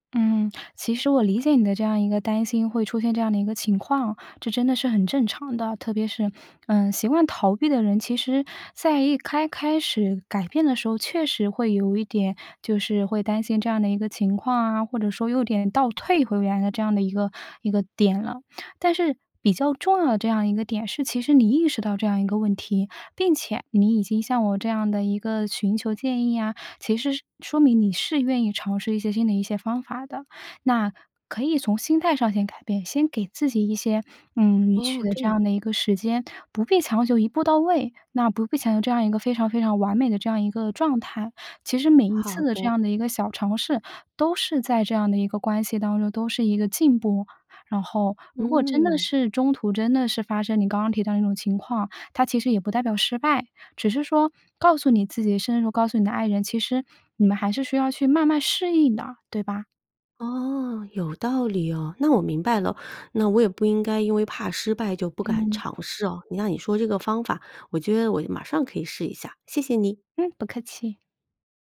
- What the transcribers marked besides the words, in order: "有点" said as "又点"; other background noise; joyful: "嗯，不客气"
- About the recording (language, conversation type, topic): Chinese, advice, 为什么我总是反复逃避与伴侣的亲密或承诺？